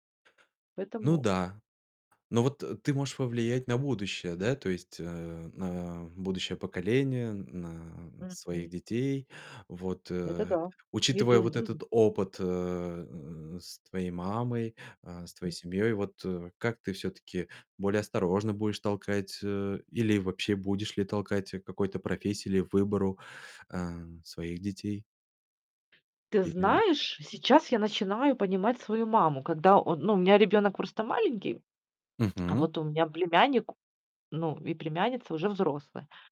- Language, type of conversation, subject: Russian, podcast, Как ты относишься к идее успеха по чужим меркам?
- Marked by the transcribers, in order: other background noise; tapping; tsk